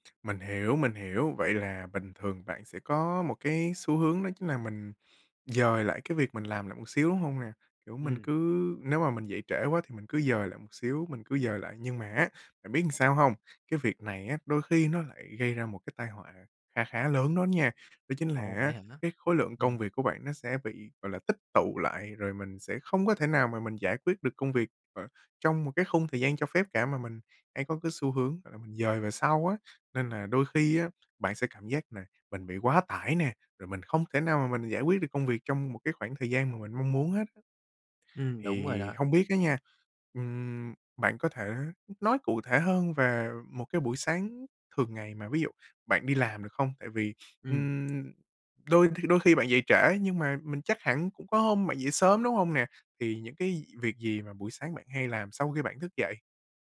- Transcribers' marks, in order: tapping; "là" said as "ừn"
- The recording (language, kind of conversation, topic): Vietnamese, advice, Làm thế nào để xây dựng thói quen buổi sáng để ngày làm việc bớt hỗn loạn?